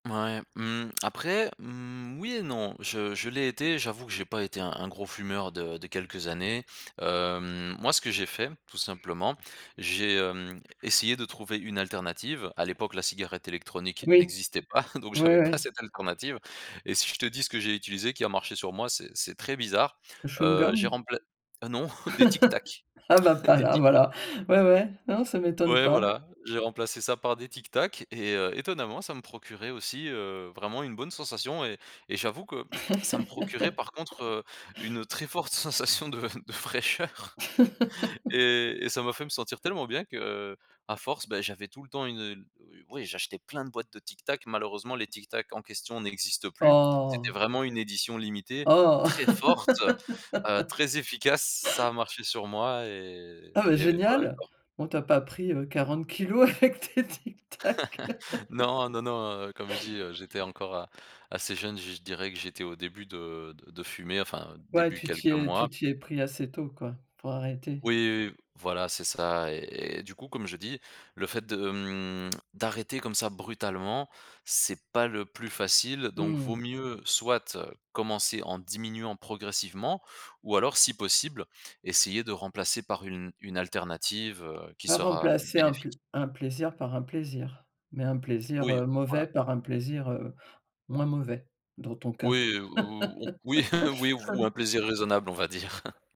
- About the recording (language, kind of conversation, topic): French, podcast, Comment restes-tu discipliné sans que ça devienne une corvée ?
- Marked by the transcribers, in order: chuckle; chuckle; chuckle; laughing while speaking: "très forte sensation de de fraîcheur"; chuckle; sad: "Oh"; tapping; laugh; laughing while speaking: "quarante kilos avec tes Tic Tac ?"; chuckle; laugh; other background noise; chuckle